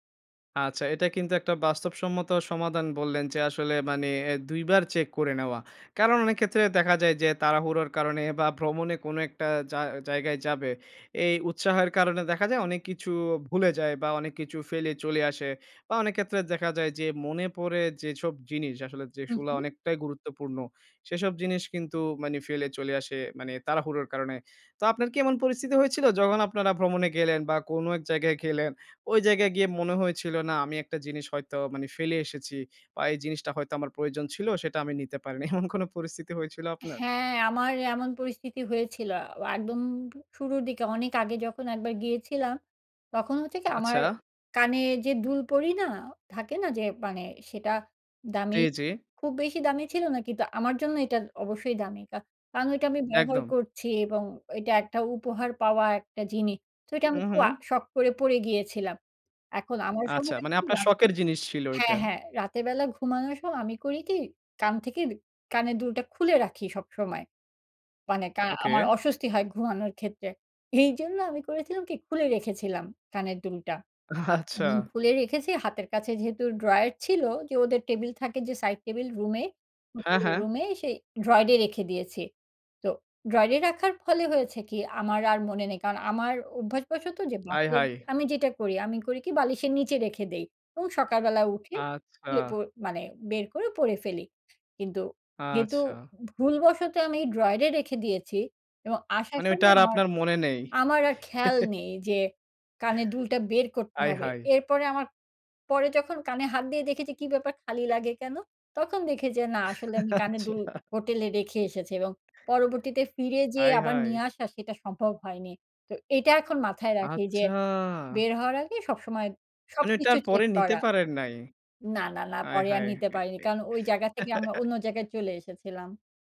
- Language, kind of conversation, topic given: Bengali, podcast, ভ্রমণে তোমার সবচেয়ে বড় ভুলটা কী ছিল, আর সেখান থেকে তুমি কী শিখলে?
- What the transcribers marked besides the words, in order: other background noise; "যেগুলা" said as "যেসুলা"; laughing while speaking: "এমন কোন"; tapping; unintelligible speech; laughing while speaking: "এইজন্য"; laughing while speaking: "আচ্ছা"; "ড্রয়ারে" said as "ড্রয়েডে"; chuckle; laughing while speaking: "আচ্ছা"; chuckle